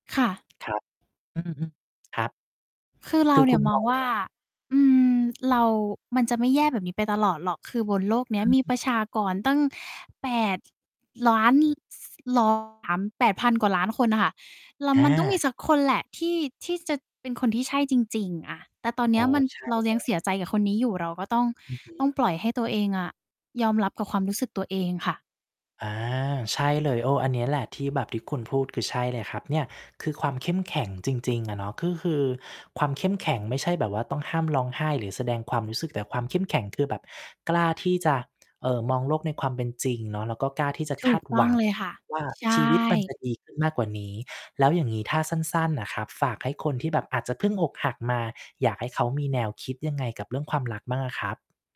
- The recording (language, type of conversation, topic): Thai, podcast, ถ้าคุณต้องเลือกเพลงหนึ่งเพลงมาเป็นตัวแทนตัวคุณ คุณจะเลือกเพลงอะไร?
- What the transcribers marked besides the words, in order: tapping; distorted speech; static; unintelligible speech